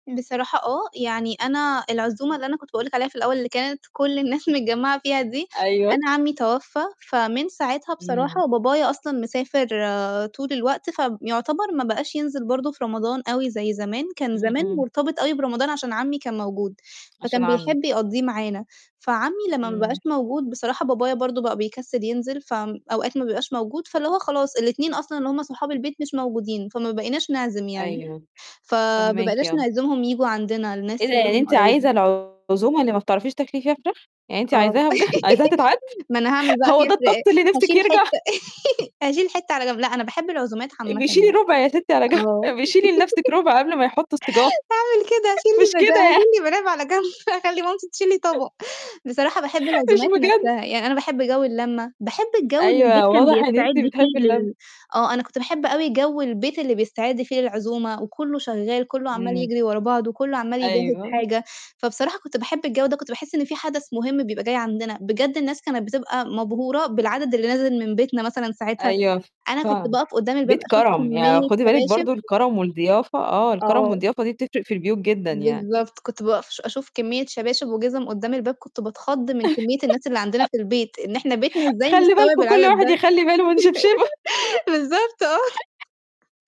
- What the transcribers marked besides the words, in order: tapping; distorted speech; other noise; laugh; laughing while speaking: "هو ده الطقس اللي نفسِك يرجع؟"; laugh; chuckle; laugh; laughing while speaking: "هاعمل كده هاشيل لي بد … تشيل لي طبق"; unintelligible speech; laughing while speaking: "مش كده يعني"; chuckle; laughing while speaking: "مش بجد"; laugh; laughing while speaking: "خلي بالكم كل واحد يخلي باله من شبشبه"; laugh; laughing while speaking: "بالضبط آه"; chuckle
- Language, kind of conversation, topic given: Arabic, podcast, إيه هي طقوس الإفطار عندكم في رمضان؟